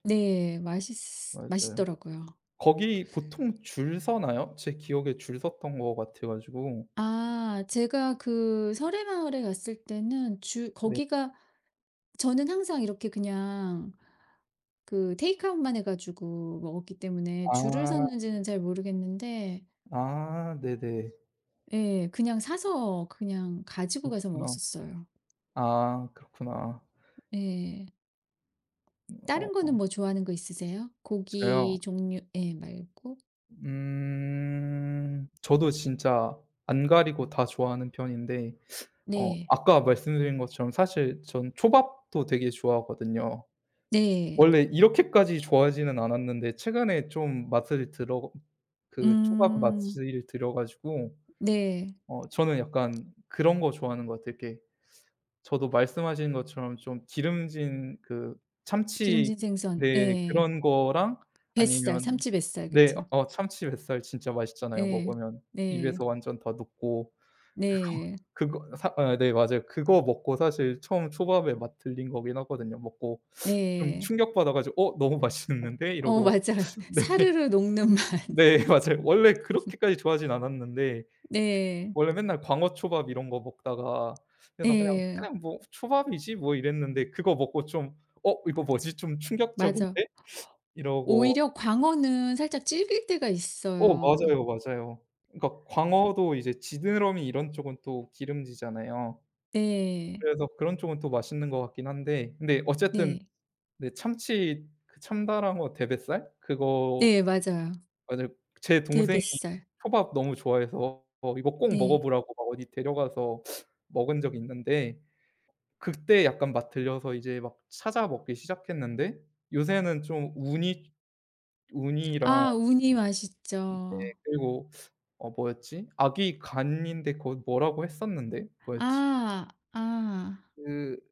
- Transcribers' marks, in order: other background noise; tapping; laughing while speaking: "그거"; laughing while speaking: "맛있는데.'"; laughing while speaking: "네. 네. 맞아요"; laughing while speaking: "어. 맞아요. 사르르 녹는 맛"; laugh
- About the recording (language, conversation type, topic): Korean, unstructured, 가장 좋아하는 음식은 무엇인가요?